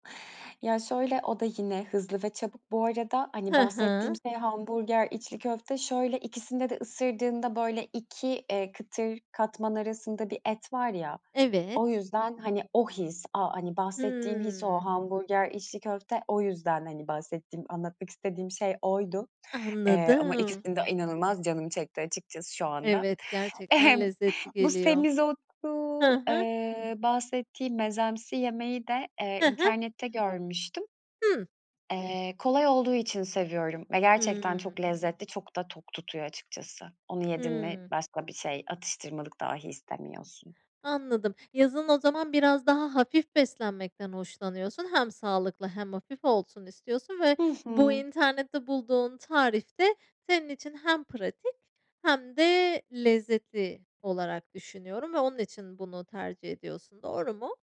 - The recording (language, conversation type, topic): Turkish, podcast, Sence gerçek konfor yemeği hangisi ve neden?
- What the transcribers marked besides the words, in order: chuckle; other background noise